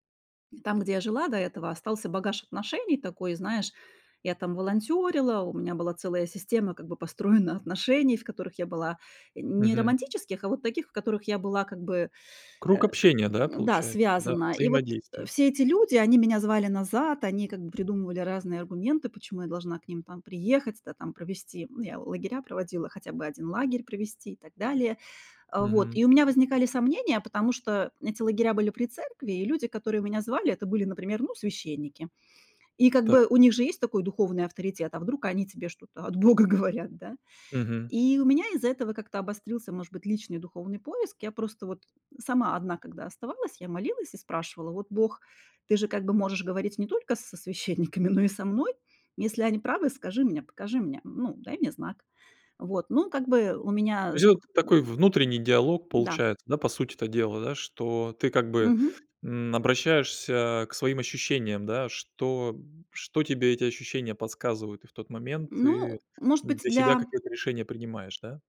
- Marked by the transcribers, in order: other noise; other background noise; laughing while speaking: "от бога говорят"; laughing while speaking: "священниками"; tapping
- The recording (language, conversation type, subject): Russian, podcast, Какой маленький шаг изменил твою жизнь?